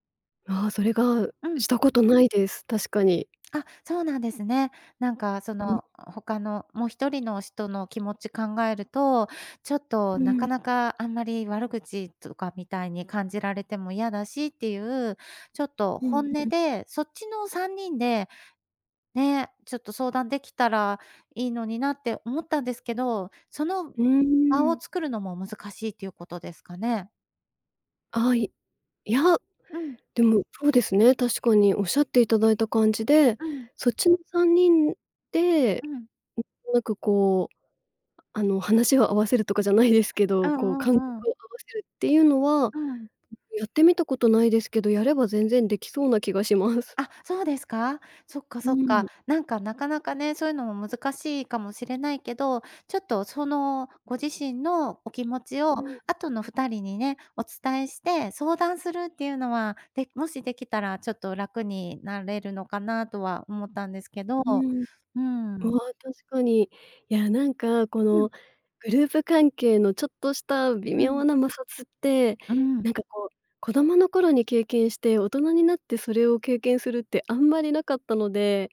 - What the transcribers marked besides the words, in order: other background noise
- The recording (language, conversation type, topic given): Japanese, advice, 友人の付き合いで断れない飲み会の誘いを上手に断るにはどうすればよいですか？